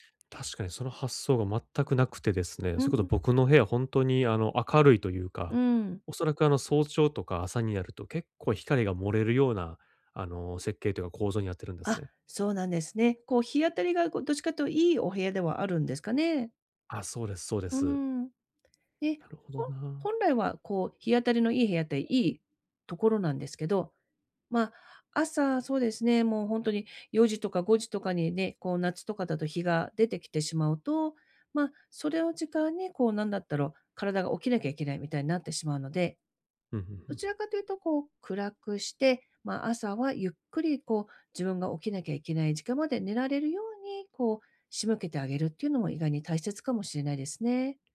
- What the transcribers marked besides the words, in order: none
- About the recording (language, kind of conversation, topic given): Japanese, advice, 寝つきが悪いとき、効果的な就寝前のルーティンを作るにはどうすればよいですか？